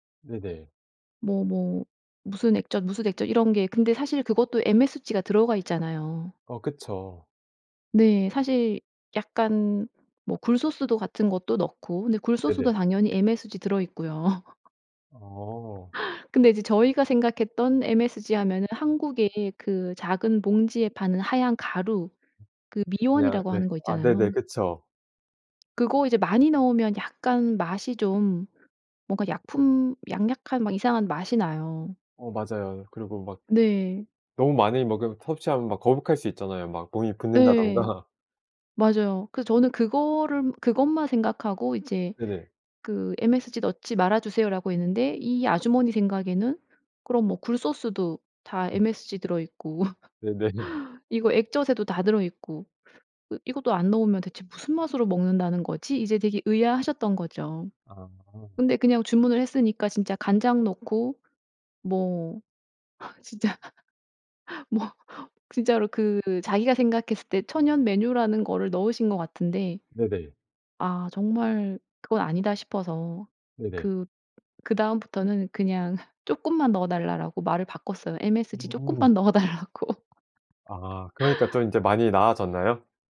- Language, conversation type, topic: Korean, podcast, 음식 때문에 생긴 웃긴 에피소드가 있나요?
- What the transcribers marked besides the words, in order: laugh; tapping; other background noise; unintelligible speech; laughing while speaking: "붓는다든가"; laugh; laughing while speaking: "진짜 뭐"; laughing while speaking: "넣어 달라고"; laugh